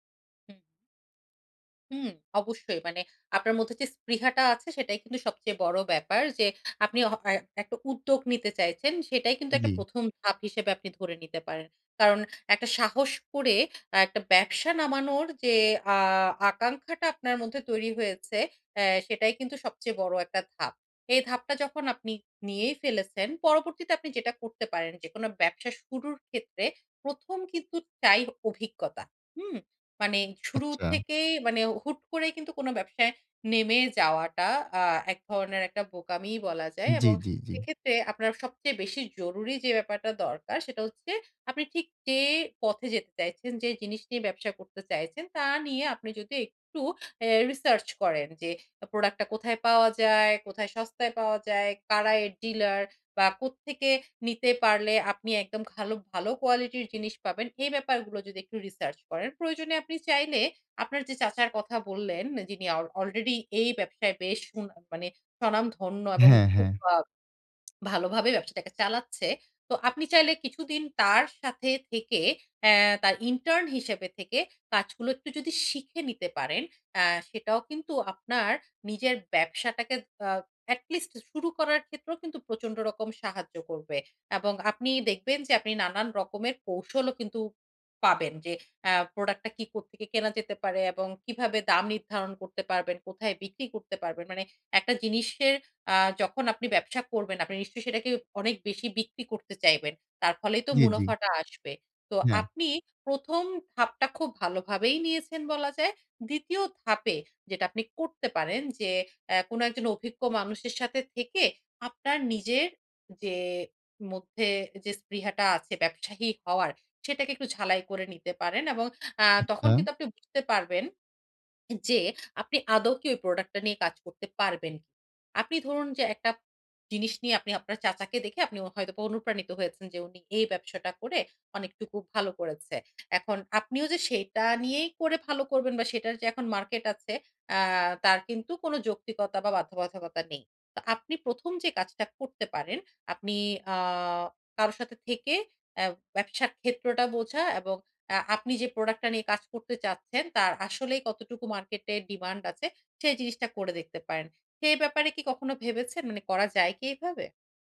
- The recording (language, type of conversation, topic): Bengali, advice, আমি কীভাবে বড় লক্ষ্যকে ছোট ছোট ধাপে ভাগ করে ধাপে ধাপে এগিয়ে যেতে পারি?
- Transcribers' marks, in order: in English: "research"; in English: "product"; in English: "dealer"; in English: "research"; in English: "already"; lip smack; in English: "intern"; in English: "at least"; in English: "product"; "ব্যবসায়ী" said as "ব্যবসাহী"; swallow; in English: "product"; in English: "product"; in English: "demand"